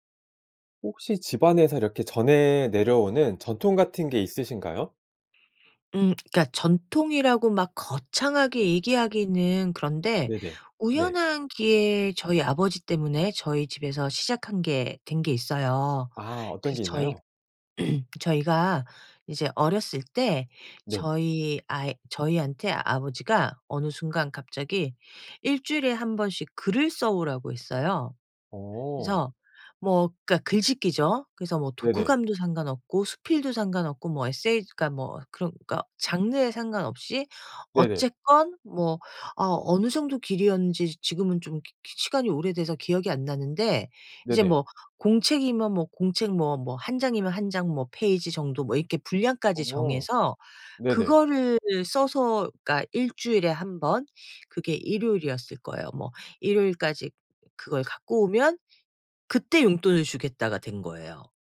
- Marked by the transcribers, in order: other background noise; throat clearing
- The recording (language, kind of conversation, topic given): Korean, podcast, 집안에서 대대로 이어져 내려오는 전통에는 어떤 것들이 있나요?